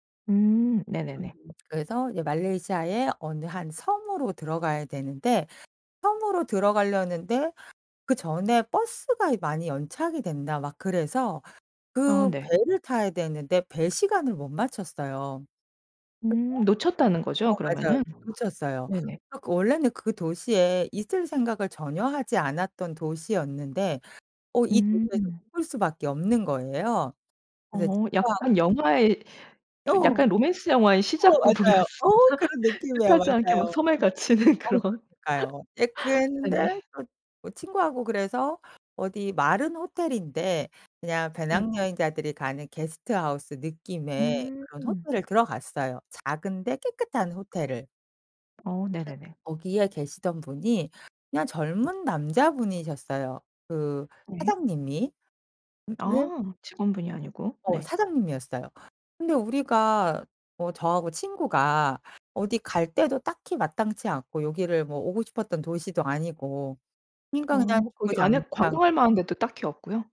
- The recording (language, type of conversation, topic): Korean, podcast, 뜻밖의 친절을 받은 적이 있으신가요?
- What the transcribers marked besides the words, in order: tapping; lip smack; other background noise; surprised: "어"; laughing while speaking: "부분 같습니다"; laughing while speaking: "갇히는 그런"; laugh